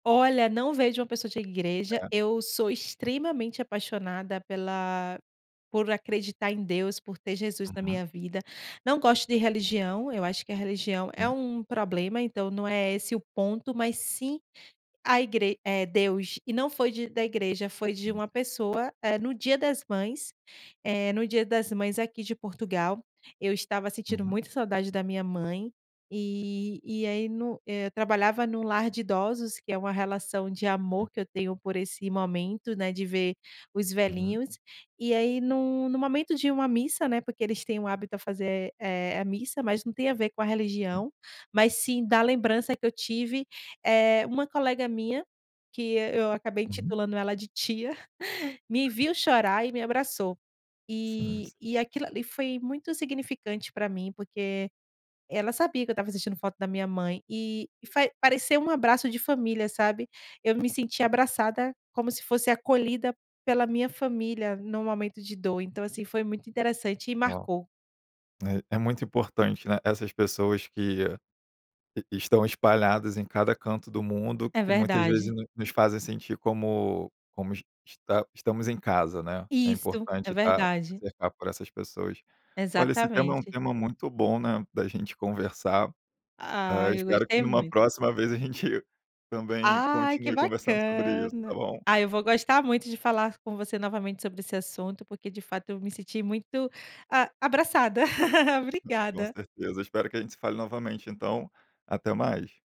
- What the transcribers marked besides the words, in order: chuckle; tapping; laugh; other noise
- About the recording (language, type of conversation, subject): Portuguese, podcast, Você acha que família é só laços de sangue?